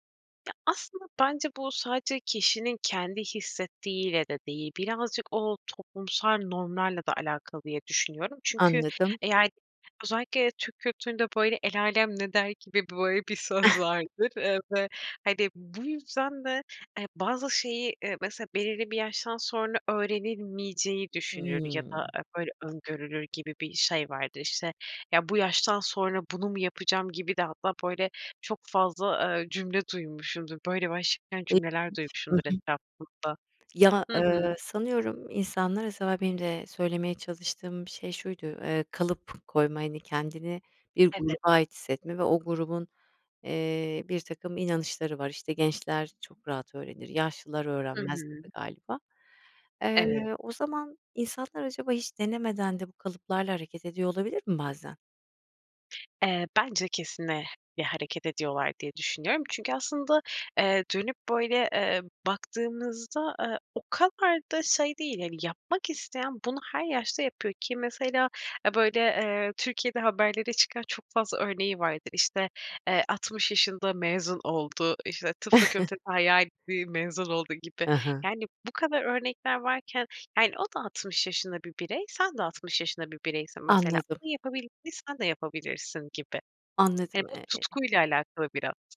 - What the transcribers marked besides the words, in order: chuckle; unintelligible speech; other background noise; tapping; chuckle
- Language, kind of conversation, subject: Turkish, podcast, Öğrenmenin yaşla bir sınırı var mı?